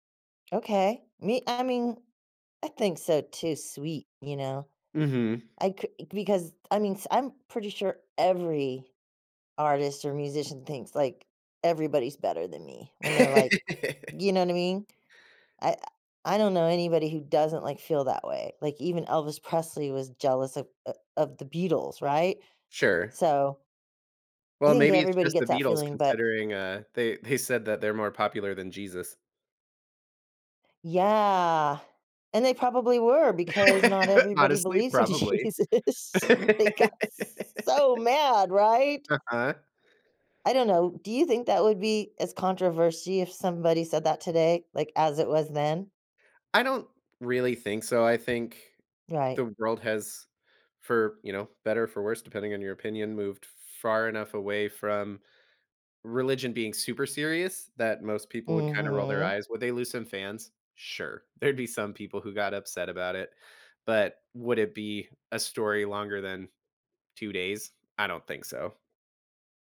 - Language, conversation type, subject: English, unstructured, Do you enjoy listening to music more or playing an instrument?
- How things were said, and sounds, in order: tapping; laugh; laughing while speaking: "said"; other background noise; drawn out: "Yeah"; laugh; laughing while speaking: "Jesus. They"; laugh; laughing while speaking: "There'd"